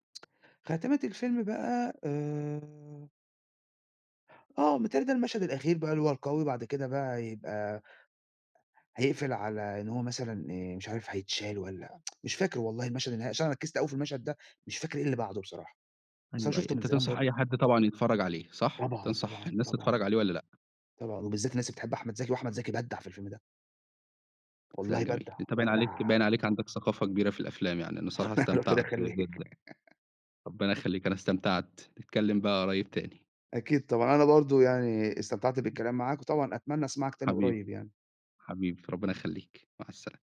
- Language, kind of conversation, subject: Arabic, podcast, إيه آخر فيلم خلّاك تفكّر بجد، وليه؟
- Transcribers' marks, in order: tsk; tsk; tapping; laugh; laughing while speaking: "ربنا يخلّيك"; other noise